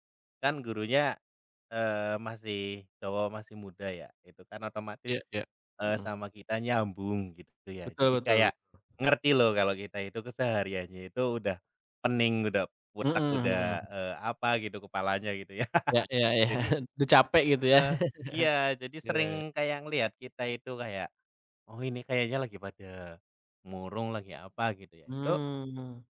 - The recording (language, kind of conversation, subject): Indonesian, unstructured, Pelajaran apa di sekolah yang paling kamu ingat sampai sekarang?
- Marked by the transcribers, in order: other background noise; laughing while speaking: "ya"; chuckle